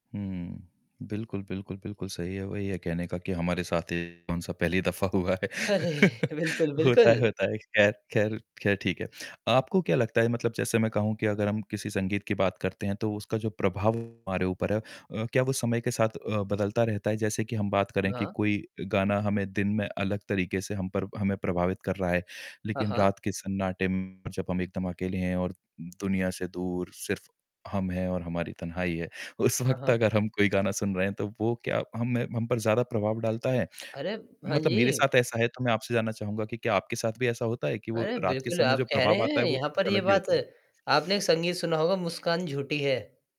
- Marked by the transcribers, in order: static; tapping; distorted speech; laughing while speaking: "हुआ है"; laugh; laughing while speaking: "उस वक़्त"
- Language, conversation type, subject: Hindi, podcast, जब आप उदास थे, तब किस गाने ने आपको सांत्वना दी?